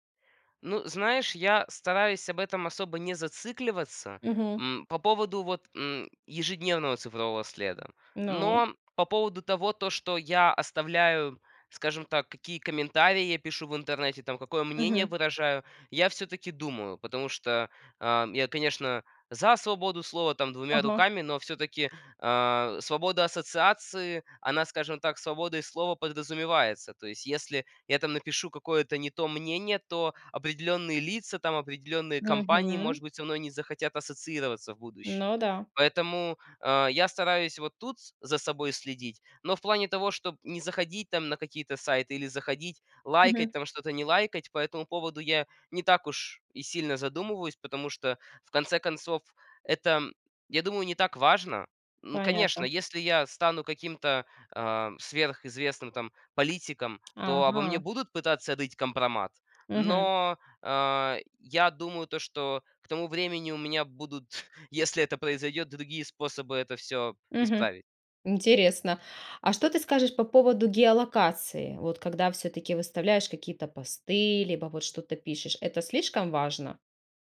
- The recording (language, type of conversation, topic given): Russian, podcast, Что важно помнить о цифровом следе и его долговечности?
- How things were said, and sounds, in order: tapping; other background noise; chuckle